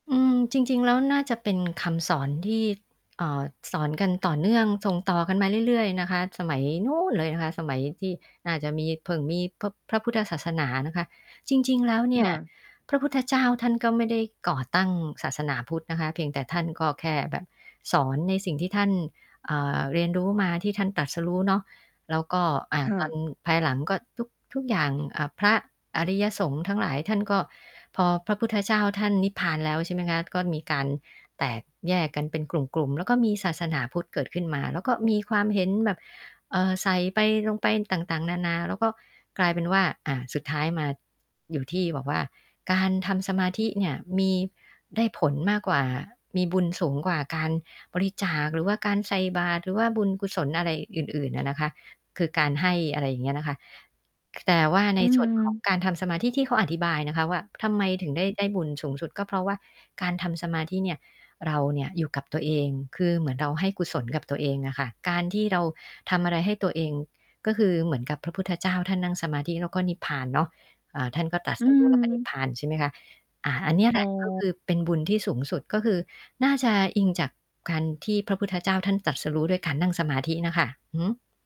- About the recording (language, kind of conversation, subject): Thai, podcast, คุณเริ่มฝึกสติหรือสมาธิได้อย่างไร ช่วยเล่าให้ฟังหน่อยได้ไหม?
- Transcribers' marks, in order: static; stressed: "นู้น"; tapping; other background noise; distorted speech